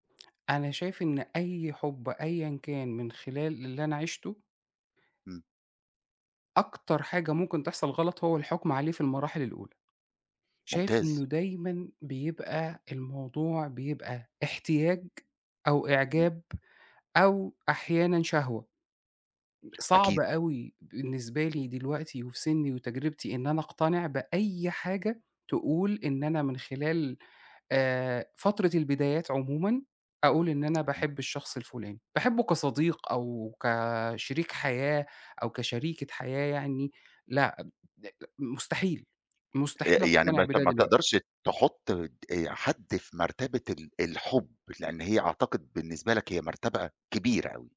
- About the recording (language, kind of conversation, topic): Arabic, podcast, إزاي بتعرف إن ده حب حقيقي؟
- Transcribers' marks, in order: tapping; unintelligible speech